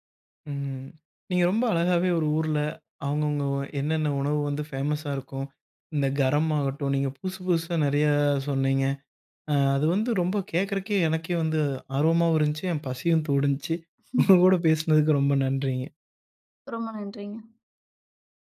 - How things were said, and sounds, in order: "தூண்டுணுச்சு" said as "தூடுணுச்சு"; chuckle
- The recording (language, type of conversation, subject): Tamil, podcast, ஒரு ஊரின் உணவுப் பண்பாடு பற்றி உங்கள் கருத்து என்ன?